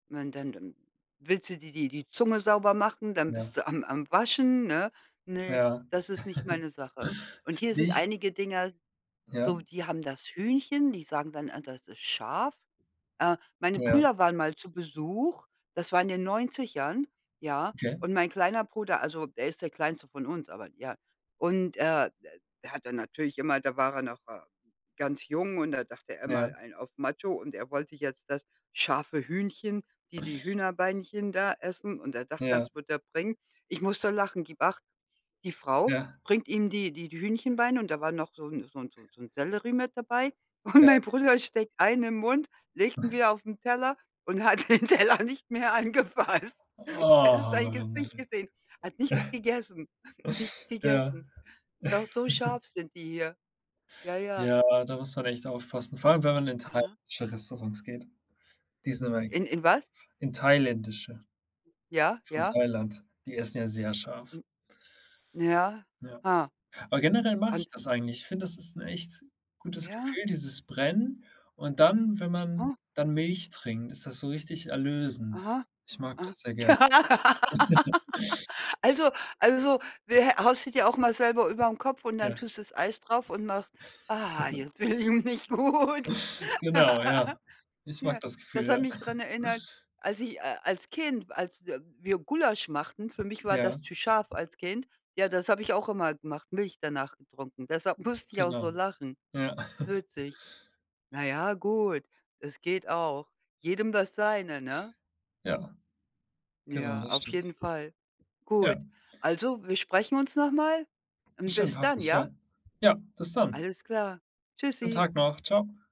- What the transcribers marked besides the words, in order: chuckle; other background noise; snort; laughing while speaking: "hat den Teller nicht mehr angefasst. Hättest sein Gesicht gesehen"; drawn out: "Oh"; snort; chuckle; laugh; laughing while speaking: "fühle ich mich gut"; laugh; snort; tapping; chuckle
- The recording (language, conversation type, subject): German, unstructured, Was macht ein Gericht für dich besonders lecker?